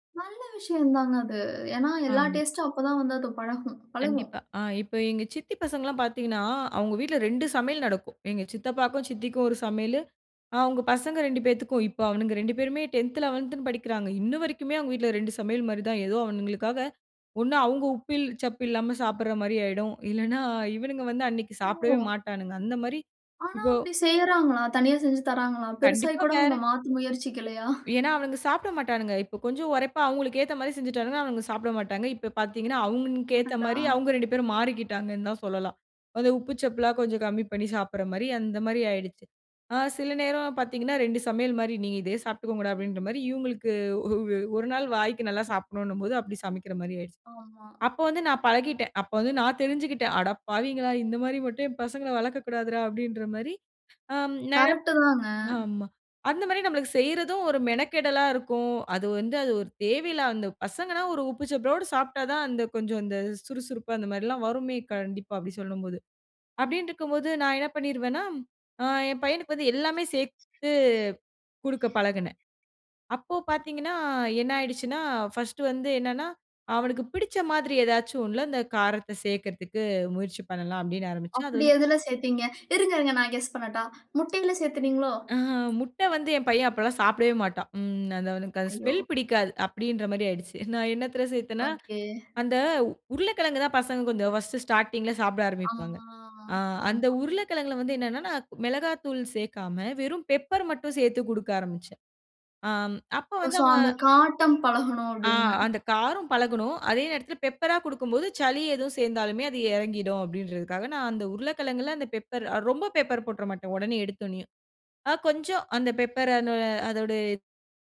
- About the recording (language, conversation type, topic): Tamil, podcast, குழந்தைகளுக்கு புதிய சுவைகளை எப்படி அறிமுகப்படுத்தலாம்?
- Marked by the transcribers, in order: other noise; in English: "கெஸ்"; in English: "ஸ்மெல்"; drawn out: "ஆ"